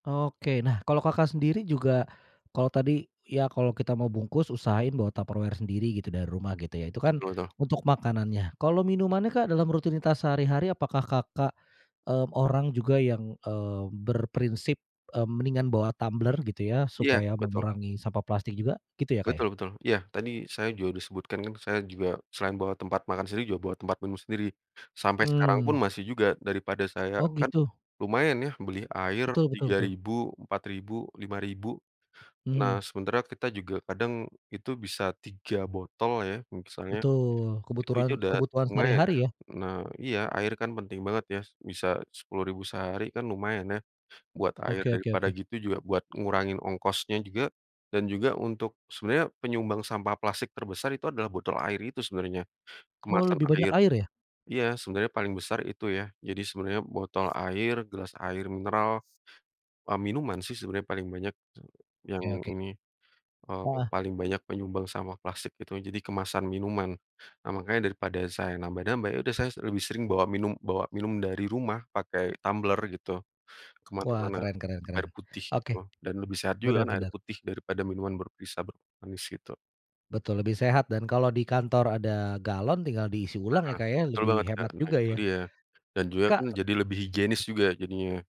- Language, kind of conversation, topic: Indonesian, podcast, Bagaimana cara Anda mengurangi penggunaan plastik saat berbelanja bahan makanan?
- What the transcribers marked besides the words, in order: none